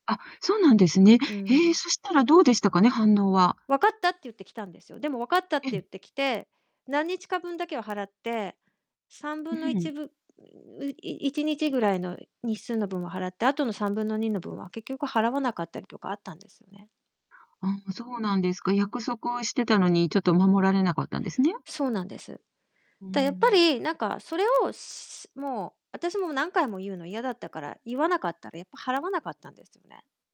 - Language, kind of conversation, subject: Japanese, advice, 将来の価値観が合わず、結婚や同棲を決めかねているのですが、どうすればいいですか？
- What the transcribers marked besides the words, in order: distorted speech